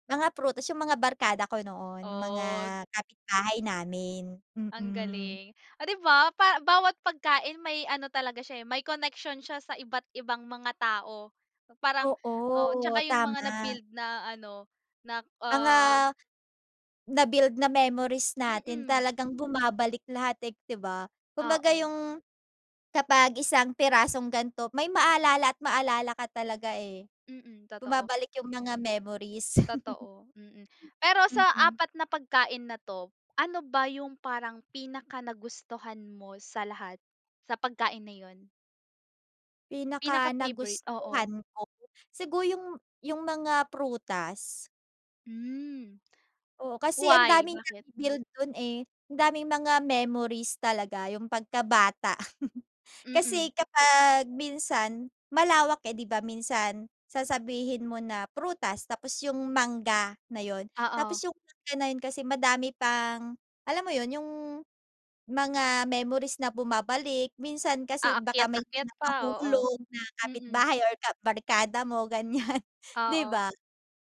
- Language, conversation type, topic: Filipino, podcast, Anong pagkain ang agad na nagpapabalik sa’yo sa pagkabata?
- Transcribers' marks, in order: drawn out: "Oh"; laugh; laugh; laughing while speaking: "ganyan"